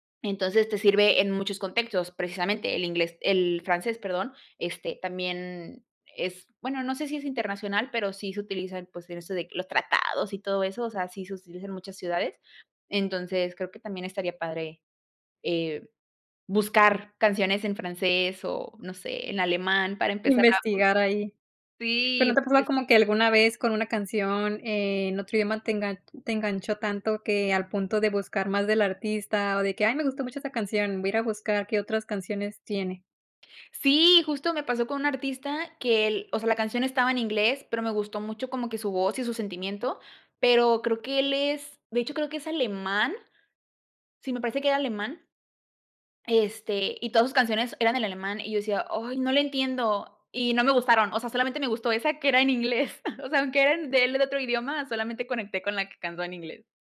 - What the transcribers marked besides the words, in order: chuckle
- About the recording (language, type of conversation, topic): Spanish, podcast, ¿Qué opinas de mezclar idiomas en una playlist compartida?